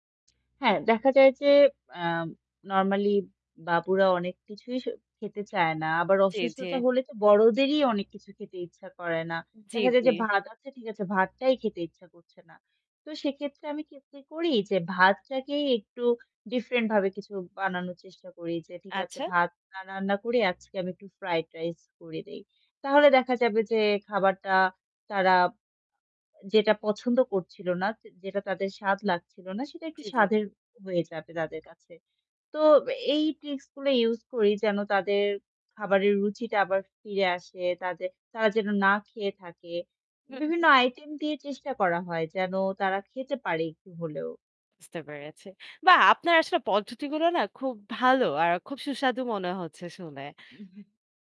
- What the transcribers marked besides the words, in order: distorted speech; "ডিফরেন্ট" said as "ডিফরেন"; in English: "ট্রিক্স"
- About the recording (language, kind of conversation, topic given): Bengali, podcast, বাড়িতে কম সময়ে দ্রুত ও সুস্বাদু খাবার কীভাবে বানান?